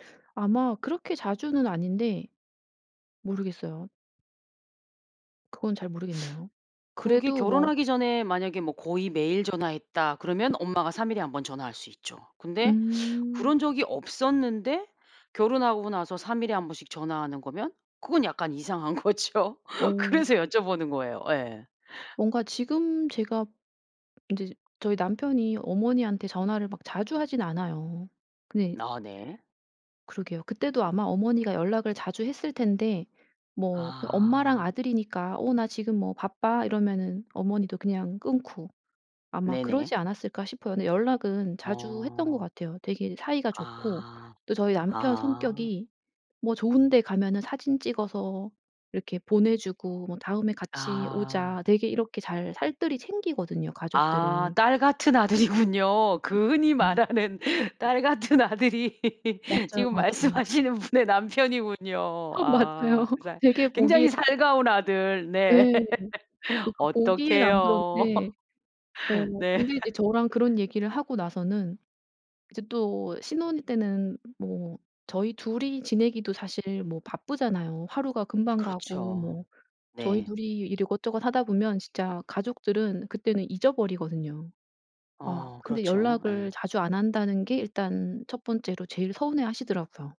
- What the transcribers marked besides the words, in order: other background noise; tapping; laughing while speaking: "이상한 거죠"; laughing while speaking: "아들이군요. 그 흔히 말하는 딸 같은 아들이 지금 말씀하시는 분의 남편이군요"; laughing while speaking: "아 맞아요. 되게 보기"; laugh; laughing while speaking: "네"; laugh
- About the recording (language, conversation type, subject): Korean, podcast, 시부모님과의 관계는 보통 어떻게 관리하세요?